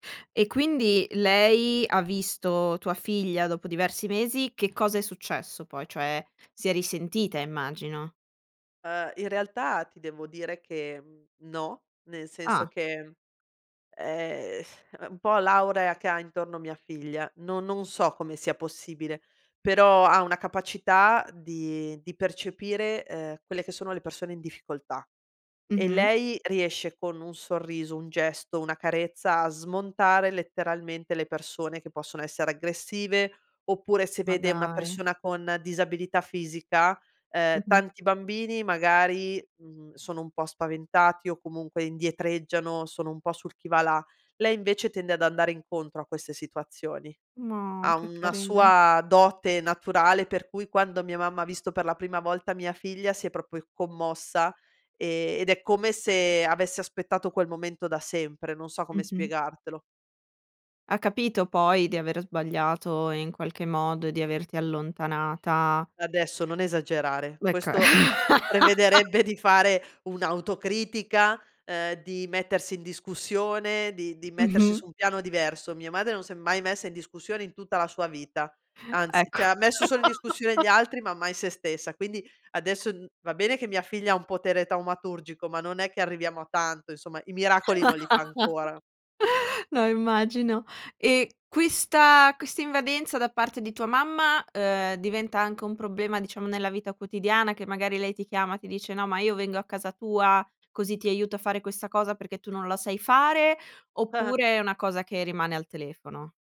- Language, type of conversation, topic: Italian, podcast, Come stabilire dei limiti con parenti invadenti?
- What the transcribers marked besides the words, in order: sigh; other background noise; chuckle; laughing while speaking: "di fare"; laugh; "cioè" said as "ceh"; laugh; laugh; laughing while speaking: "Ah-ah"